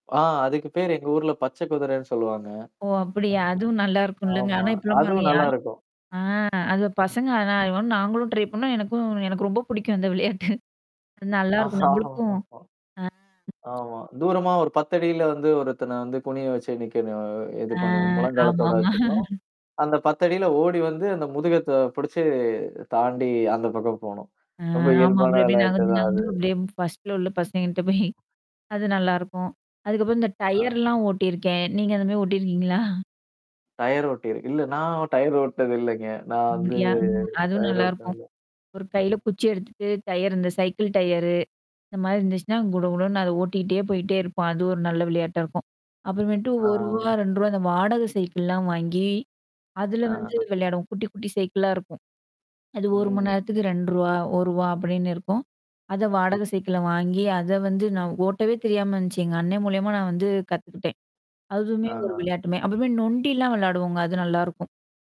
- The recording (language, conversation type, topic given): Tamil, podcast, சின்ன வயதில் வெளியில் விளையாடிய நினைவுகளைப் பகிர முடியுமா?
- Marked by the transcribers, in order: static; other background noise; other noise; distorted speech; drawn out: "ஆ"; unintelligible speech; in English: "ட்ரை"; laughing while speaking: "அந்த விளையாட்டு"; laugh; tapping; mechanical hum; drawn out: "அ"; laugh; in English: "ஃபர்ஸ்ட் ஃப்ளோர்ல"; laughing while speaking: "பசங்ககிட்ட போயி"; laughing while speaking: "ஓட்டியிருக்கீங்களா?"; laughing while speaking: "இல்ல நான் டயர் ஓட்னது இல்லைங்க"; drawn out: "ஆ"; "அப்றமே" said as "அப்பமே"